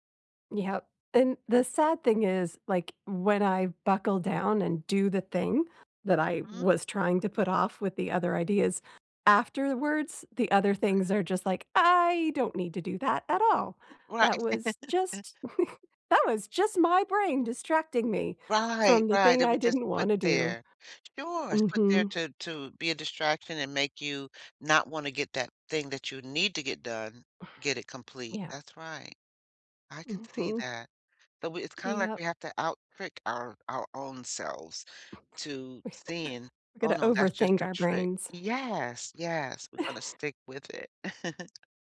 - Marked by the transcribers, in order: chuckle; exhale; chuckle; chuckle
- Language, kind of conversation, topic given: English, unstructured, What tiny habit should I try to feel more in control?
- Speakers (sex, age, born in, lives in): female, 50-54, United States, United States; female, 60-64, United States, United States